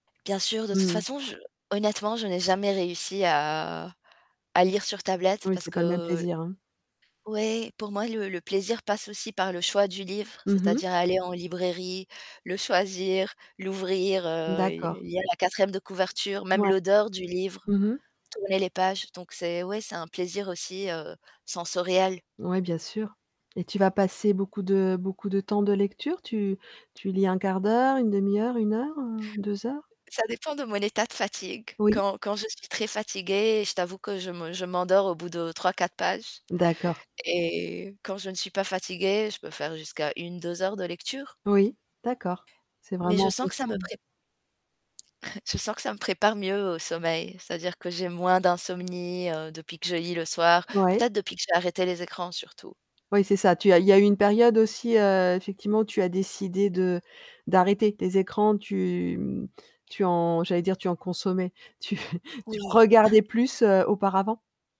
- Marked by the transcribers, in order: other background noise; static; distorted speech; chuckle; unintelligible speech
- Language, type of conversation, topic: French, podcast, Quel serait ton rituel idéal pour passer une journée sans stress ?